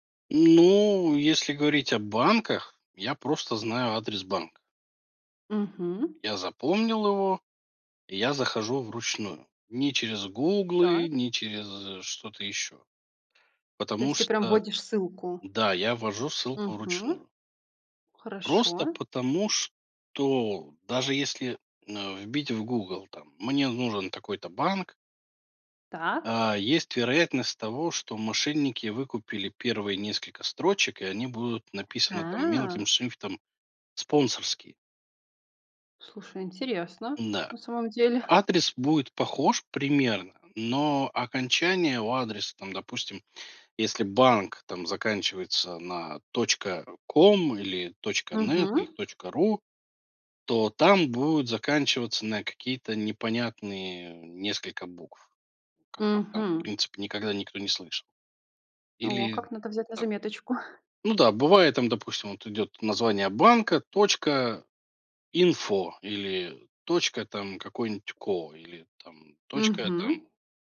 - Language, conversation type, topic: Russian, podcast, Какие привычки помогают повысить безопасность в интернете?
- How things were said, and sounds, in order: tapping; other background noise; chuckle; chuckle